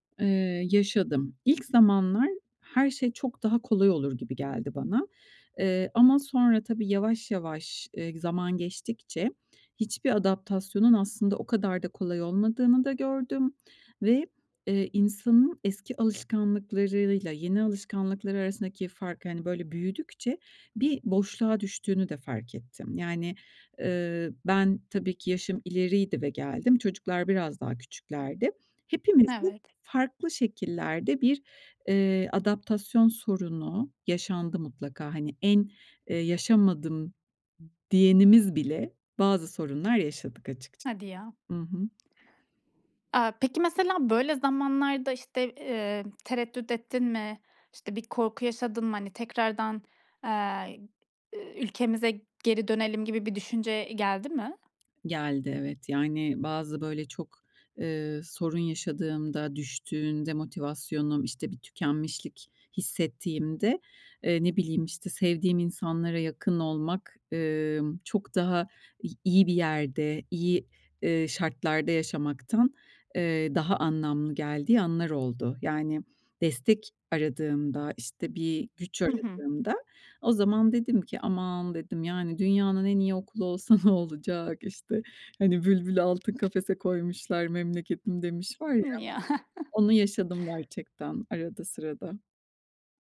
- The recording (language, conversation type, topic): Turkish, podcast, Değişim için en cesur adımı nasıl attın?
- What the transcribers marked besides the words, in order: "alışkanlıklarıyla" said as "alışkanlıklarırıyla"; other background noise; tapping; laughing while speaking: "ne olacak?"; laughing while speaking: "Ya"